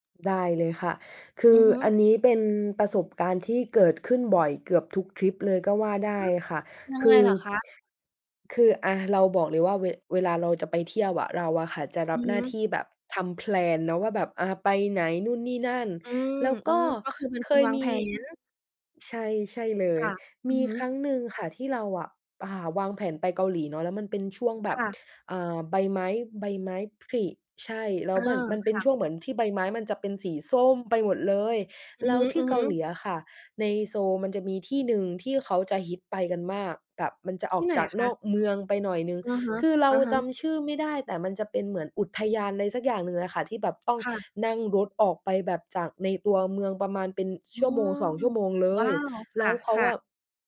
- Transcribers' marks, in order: in English: "แพลน"
- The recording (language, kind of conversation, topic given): Thai, podcast, เคยมีทริปที่ทุกอย่างผิดพลาดแต่กลับสนุกไหม?